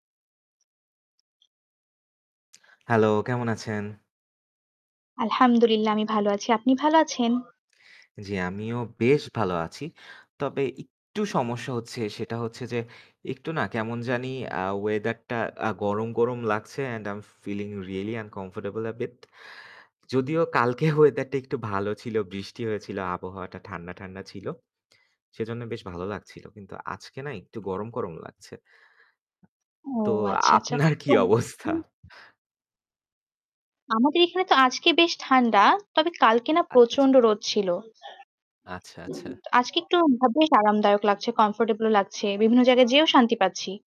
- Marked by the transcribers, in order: tapping; static; in Arabic: "আলহামদুলিল্লাহ"; background speech; other noise; in English: "and I'm feeling really uncomfortable a bit"; laughing while speaking: "weather"; other background noise; laughing while speaking: "আপনার কি অবস্থা?"; distorted speech
- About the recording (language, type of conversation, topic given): Bengali, unstructured, গ্রীষ্মকাল ও শীতকালের মধ্যে আপনার প্রিয় ঋতু কোনটি, এবং কেন?